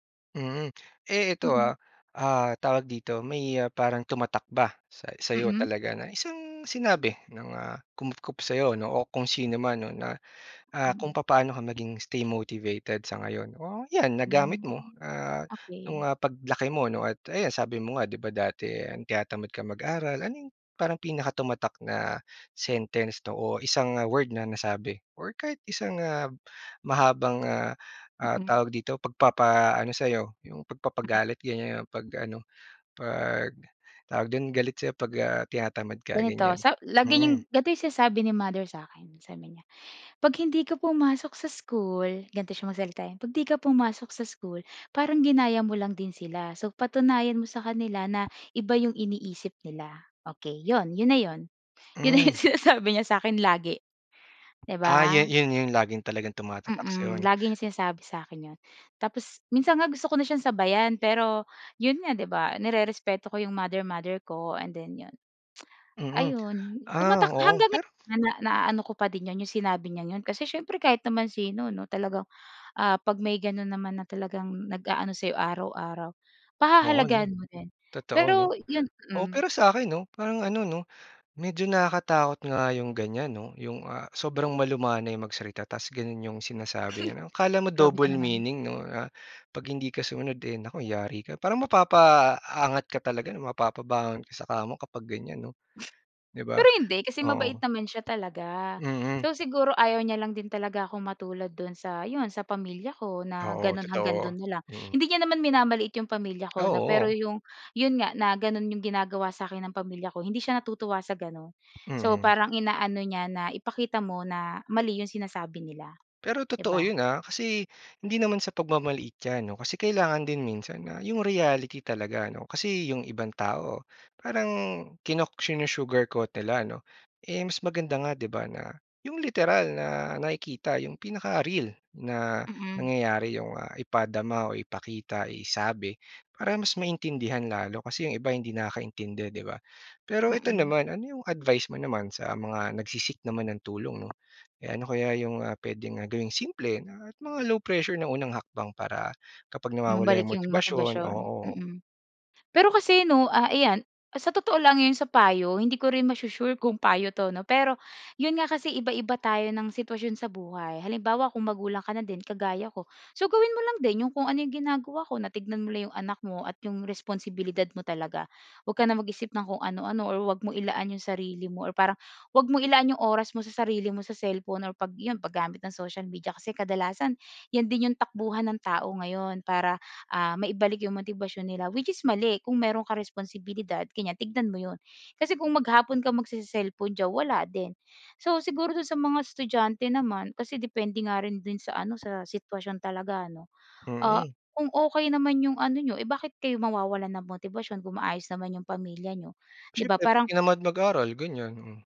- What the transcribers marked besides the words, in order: in English: "stay motivated"; tsk; chuckle; in English: "double meaning"; in English: "sinu-sugarcoat"; in English: "nagse-seek"; in English: "which is"
- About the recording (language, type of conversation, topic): Filipino, podcast, Ano ang ginagawa mo kapag nawawala ang motibasyon mo?